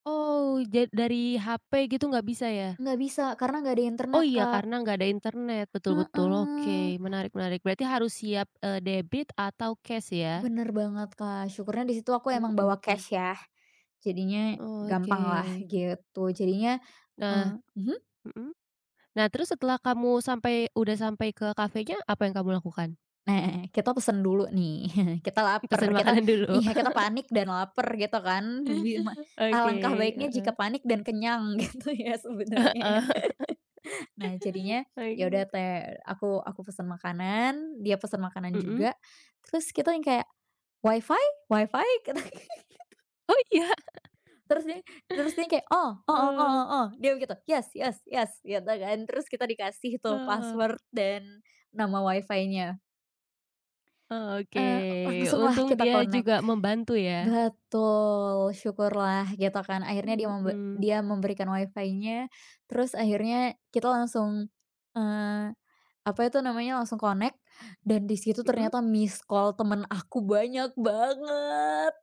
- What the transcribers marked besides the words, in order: other background noise; laughing while speaking: "Nah"; chuckle; laughing while speaking: "Pesen makanan dulu"; laugh; laughing while speaking: "gitu ya sebenernya ya"; laughing while speaking: "Heeh"; chuckle; laughing while speaking: "Kita gitu"; chuckle; in English: "connect"; in English: "connect"; in English: "misscall"; tapping
- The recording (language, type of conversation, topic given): Indonesian, podcast, Apa yang kamu lakukan saat tersesat di tempat asing?